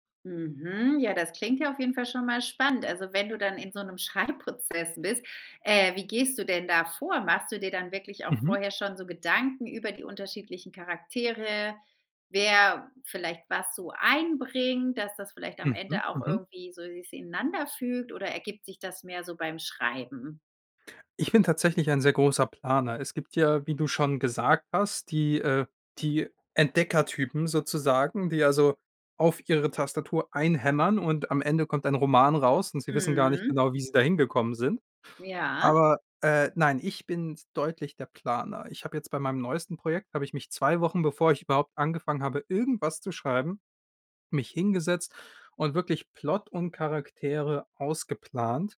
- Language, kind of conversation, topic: German, podcast, Was macht eine fesselnde Geschichte aus?
- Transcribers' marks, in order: other background noise; laughing while speaking: "Schreibprozess"